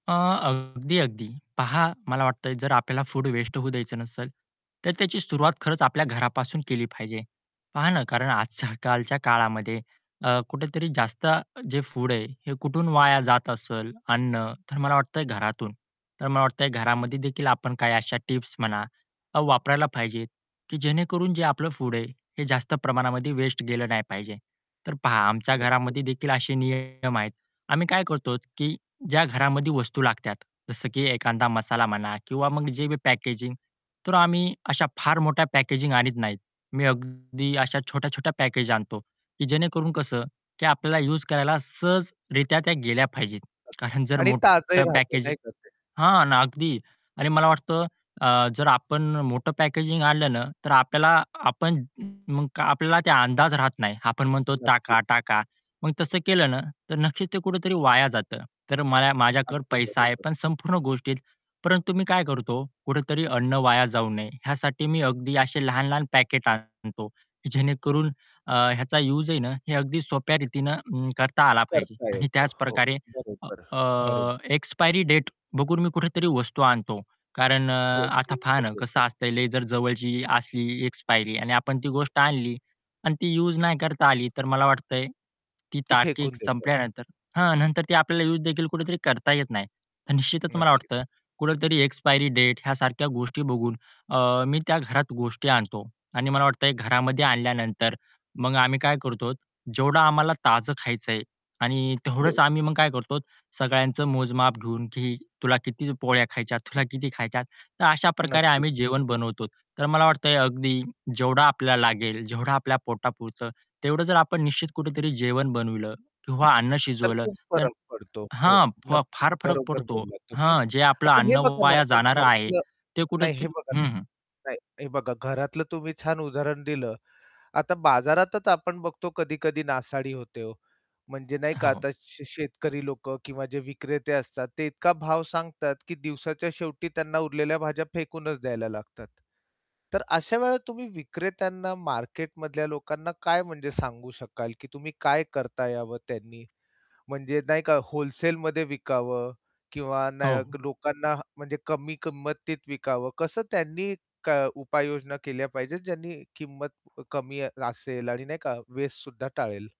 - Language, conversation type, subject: Marathi, podcast, बाजारात खरेदी करताना अन्न वाया जाणे टाळण्यासाठी तुम्ही कोणत्या टिप्स द्याल?
- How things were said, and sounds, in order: distorted speech; chuckle; static; mechanical hum; other background noise; tapping; unintelligible speech